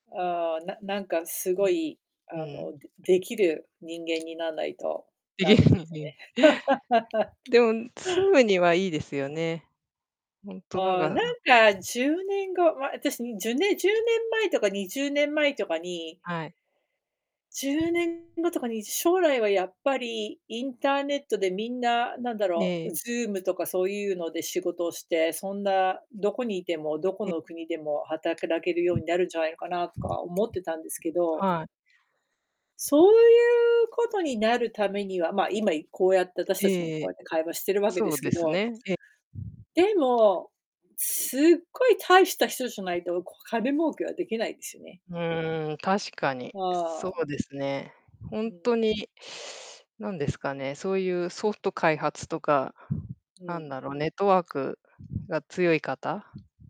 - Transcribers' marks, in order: distorted speech; laughing while speaking: "できるのに"; laugh; other background noise; tapping; teeth sucking
- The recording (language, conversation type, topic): Japanese, unstructured, 10年後、あなたはどんな暮らしをしていると思いますか？